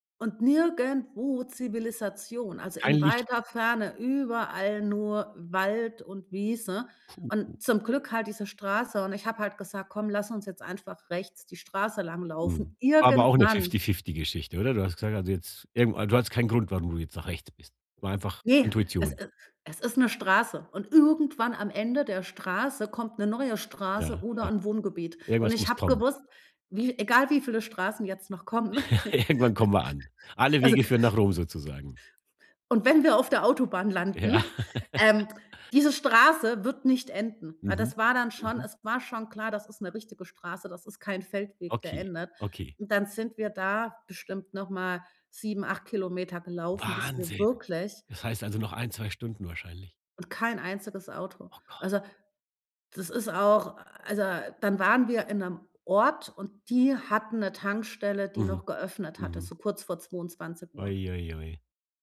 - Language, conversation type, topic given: German, podcast, Kannst du mir eine lustige Geschichte erzählen, wie du dich einmal verirrt hast?
- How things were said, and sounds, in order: stressed: "nirgendwo"; stressed: "irgendwann"; chuckle; laugh; stressed: "Wahnsinn"; put-on voice: "Oh Gott"